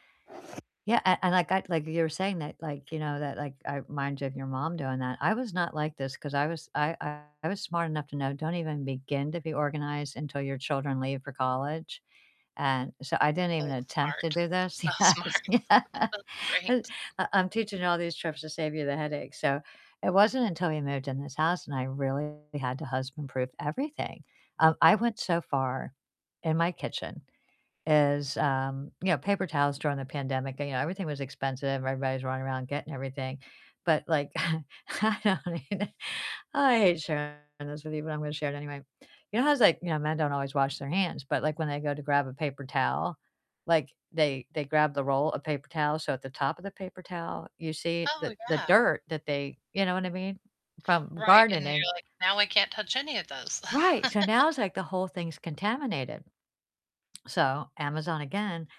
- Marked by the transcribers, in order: other background noise; distorted speech; laughing while speaking: "So smart. That's great"; laughing while speaking: "Yes. Yeah"; laugh; chuckle; laughing while speaking: "I don't even"; laugh
- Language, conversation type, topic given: English, unstructured, Which tiny kitchen storage hacks have truly stuck for you, and what makes them work every day?
- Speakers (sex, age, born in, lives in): female, 45-49, United States, United States; female, 60-64, United States, United States